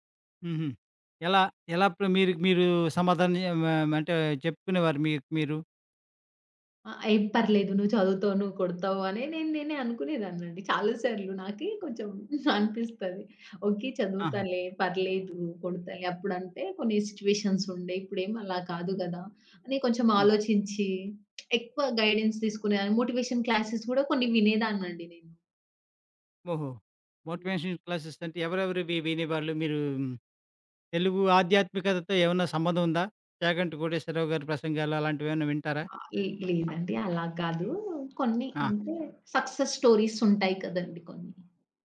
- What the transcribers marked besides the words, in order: other background noise; laughing while speaking: "అనిపిస్తది"; in English: "సిట్యుయేషన్స్"; lip smack; in English: "గైడెన్స్"; in English: "మోటివేషన్ క్లాసెస్"; in English: "మోటివేషన్ క్లాసెస్"; in English: "సక్సెస్"
- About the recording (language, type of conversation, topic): Telugu, podcast, విఫలమైన తర్వాత మళ్లీ ప్రయత్నించేందుకు మీరు ఏమి చేస్తారు?